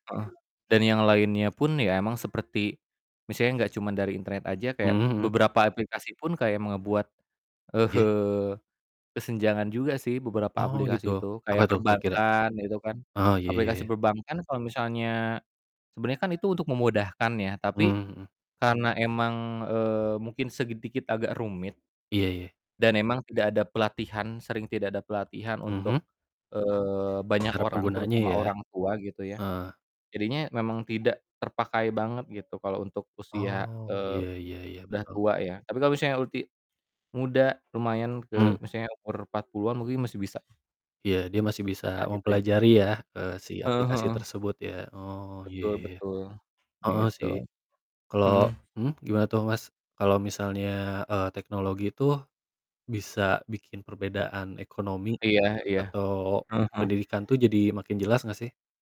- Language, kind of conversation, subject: Indonesian, unstructured, Bagaimana menurutmu teknologi dapat memperburuk kesenjangan sosial?
- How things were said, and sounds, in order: other background noise; laughing while speaking: "eee"; "sedikit" said as "segi dikit"; distorted speech; baby crying